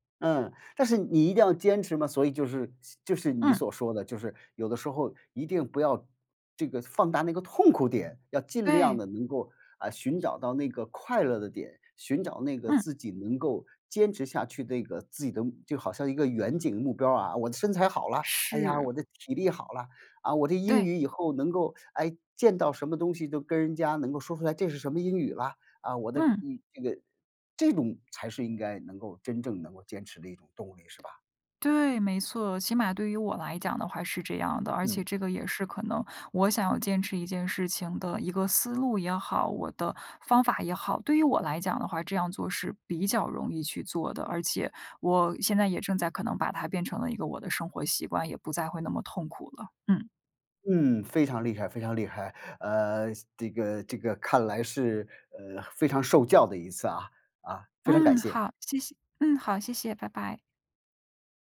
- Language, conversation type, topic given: Chinese, podcast, 你觉得让你坚持下去的最大动力是什么？
- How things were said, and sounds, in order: "像" said as "希"; other background noise; "是" said as "四"